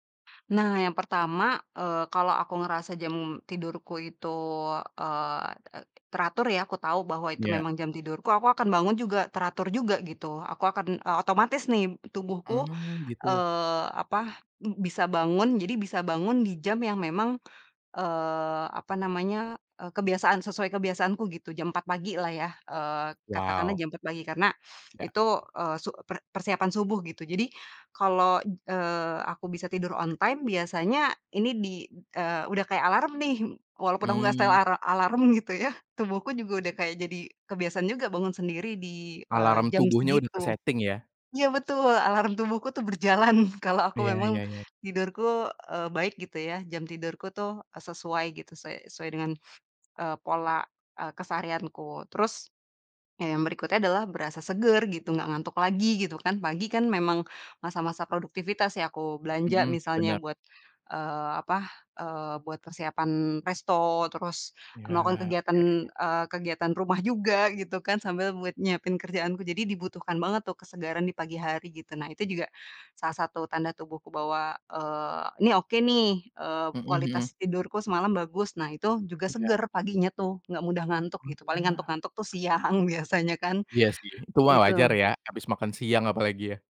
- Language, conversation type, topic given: Indonesian, podcast, Apa rutinitas malam yang membantu kamu bangun pagi dengan segar?
- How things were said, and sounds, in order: in English: "on time"; chuckle; in English: "ke-setting"; laughing while speaking: "berjalan"